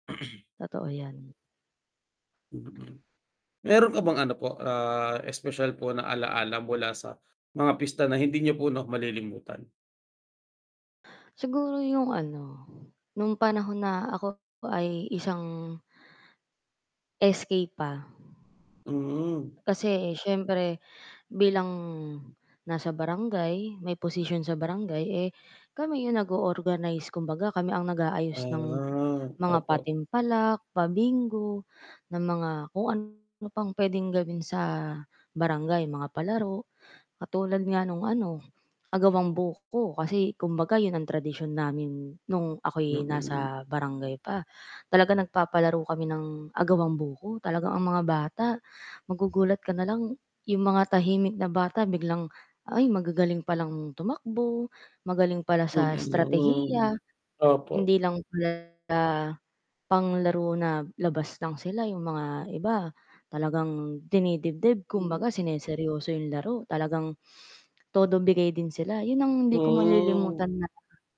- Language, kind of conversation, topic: Filipino, unstructured, Ano ang mga pinakamasayang bahagi ng pista para sa iyo?
- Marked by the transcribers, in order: throat clearing; mechanical hum; wind; distorted speech; static; sniff